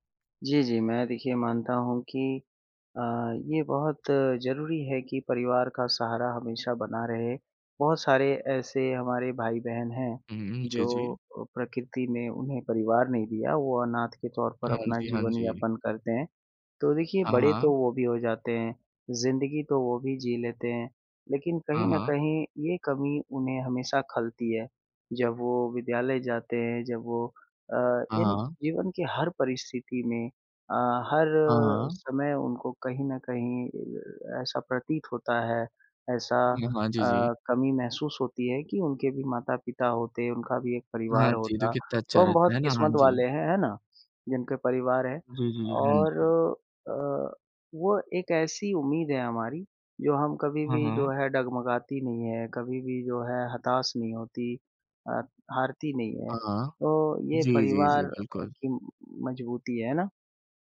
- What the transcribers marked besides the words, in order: none
- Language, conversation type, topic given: Hindi, unstructured, क्या आपको परिवार के साथ बिताया गया कोई खास पल याद है?